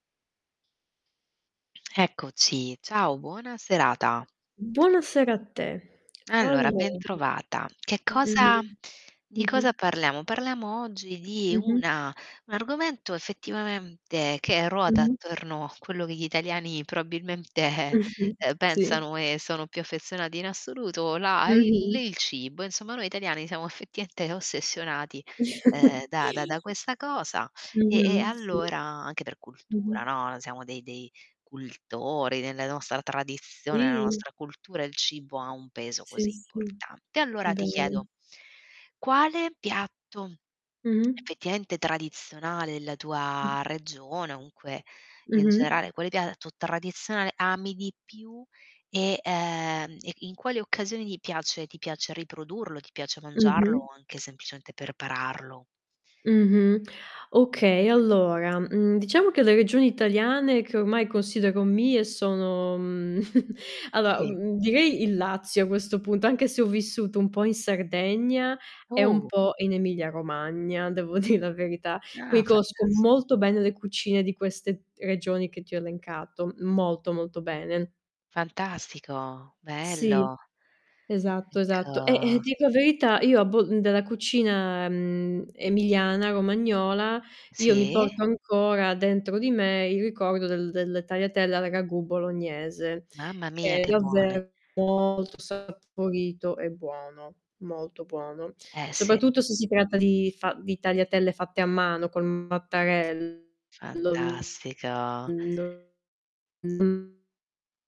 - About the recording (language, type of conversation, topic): Italian, unstructured, Qual è il piatto tradizionale della tua regione che ami di più e perché?
- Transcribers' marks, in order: tapping; distorted speech; other background noise; laughing while speaking: "proabilmente"; "probabilmente" said as "proabilmente"; chuckle; stressed: "importante"; tsk; "effettivamente" said as "effettiamente"; drawn out: "tua"; "comunque" said as "onque"; "prepararlo" said as "perpararlo"; chuckle; laughing while speaking: "dì"; unintelligible speech